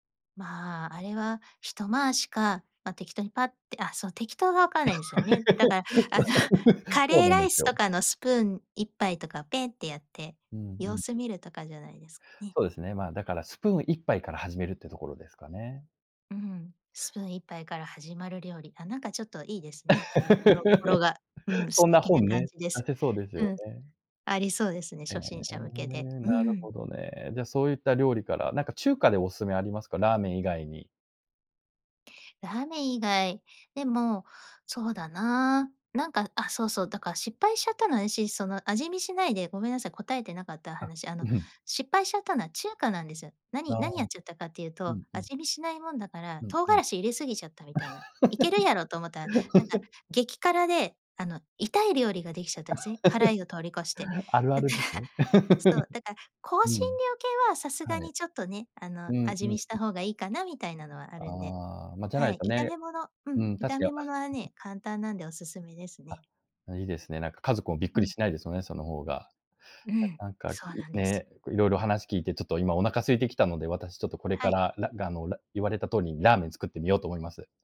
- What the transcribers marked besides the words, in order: laugh; laugh; laugh; laugh; laugh; unintelligible speech; unintelligible speech; tapping
- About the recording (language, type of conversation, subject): Japanese, podcast, 誰かのために作った料理の中で、いちばん思い出深いものは何ですか？